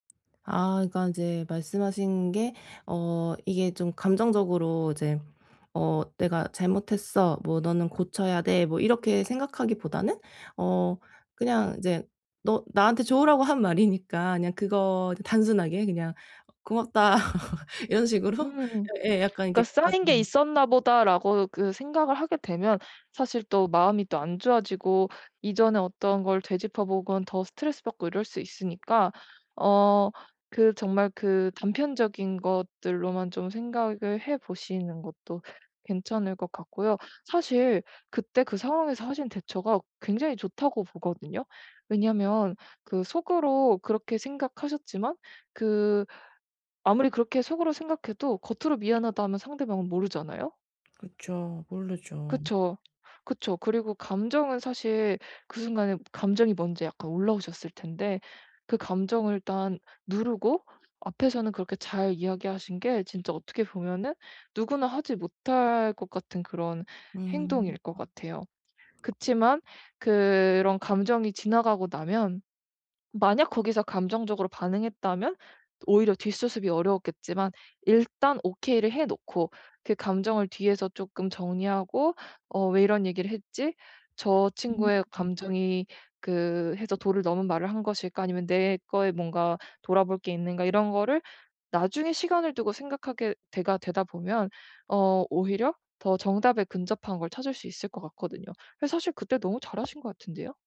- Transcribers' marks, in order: tapping; other background noise; laughing while speaking: "고맙다"
- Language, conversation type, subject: Korean, advice, 피드백을 받을 때 방어적이지 않게 수용하는 방법